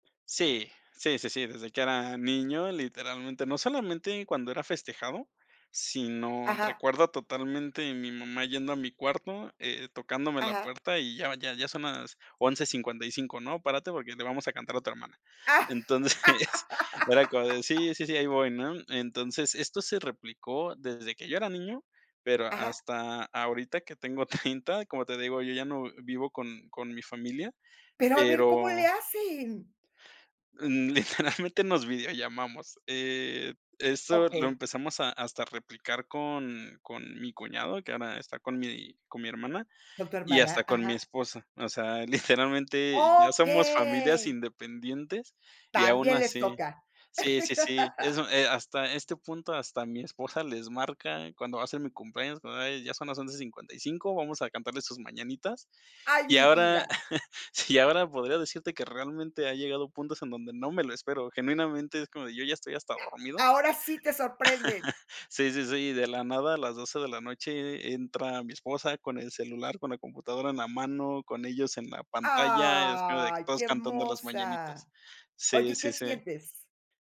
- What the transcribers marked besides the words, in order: laugh; chuckle; chuckle; laughing while speaking: "literalmente"; laughing while speaking: "literalmente"; drawn out: "¡Okey!"; laugh; chuckle; other noise; laugh; drawn out: "¡Ay!"
- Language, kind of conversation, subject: Spanish, podcast, ¿Qué tradiciones familiares mantienen en casa?